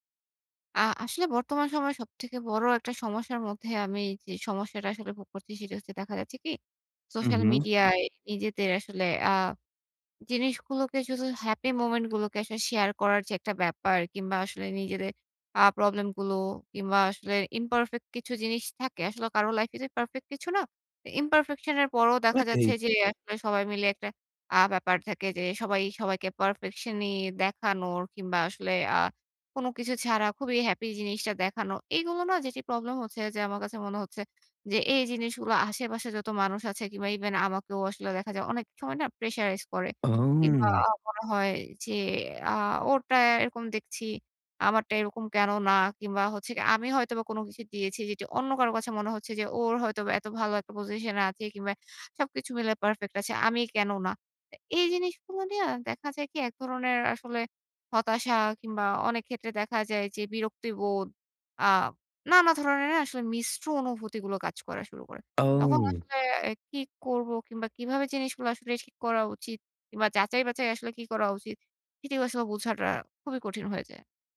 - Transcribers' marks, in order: in English: "happy moment"; in English: "imperfect"; in English: "perfect"; in English: "imperfection"; "ঠিক" said as "ও, ঠি"; in English: "perfection"; in English: "pressurized"; "যাচাই-বাছাই" said as "বাচাই"
- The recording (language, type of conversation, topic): Bengali, advice, সামাজিক মাধ্যমে নিখুঁত জীবন দেখানোর ক্রমবর্ধমান চাপ